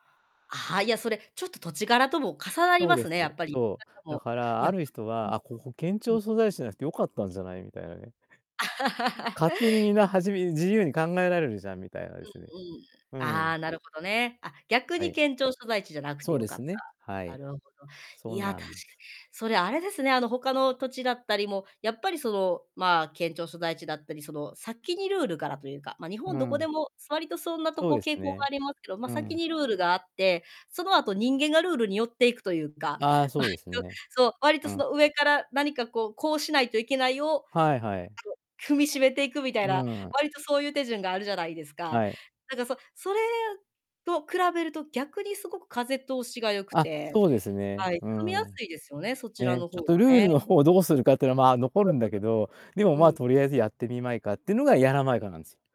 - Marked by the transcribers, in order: distorted speech; laugh; tapping
- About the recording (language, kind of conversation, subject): Japanese, podcast, 出身地を一言で表すと、どんな言葉になりますか？